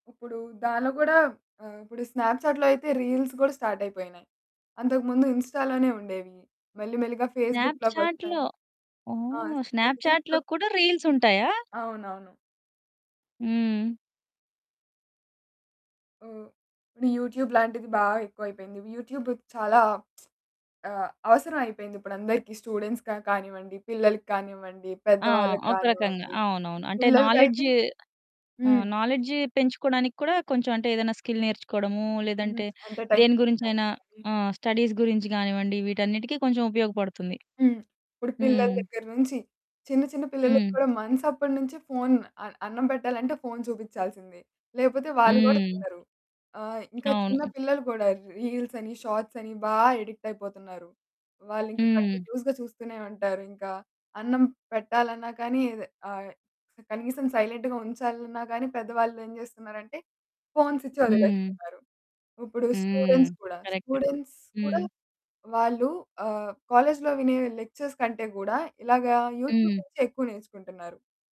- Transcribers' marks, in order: in English: "స్నాప్‌చాట్‌లో"; in English: "రీల్స్"; in English: "స్టార్ట్"; in English: "ఇన్‌స్టా‌లోనే"; in English: "స్నాప్‌చాట్‌లో"; in English: "స్నాప్‌చాట్‌లో"; unintelligible speech; in English: "రీల్స్"; in English: "యూట్యూబ్"; in English: "యూట్యూబ్‌కి"; lip smack; in English: "స్టూడెంట్స్‌గా"; in English: "నాలెడ్జ్"; in English: "నాలెడ్జ్"; in English: "స్కిల్"; in English: "టైమ్ పాస్"; in English: "స్టడీస్"; in English: "మంత్స్"; other background noise; in English: "ఎడిక్ట్"; in English: "కంటిన్యూయస్‌గా"; in English: "సైలెంట్‌గా"; in English: "ఫోన్స్"; in English: "స్టూడెంట్స్"; in English: "కరెక్ట్"; in English: "స్టూడెంట్స్"; in English: "లెక్చర్స్"; in English: "యూట్యూబ్"
- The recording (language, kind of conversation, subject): Telugu, podcast, సోషల్ మీడియా మీ రోజువారీ జీవితం మీద ఎలా ప్రభావం చూపింది?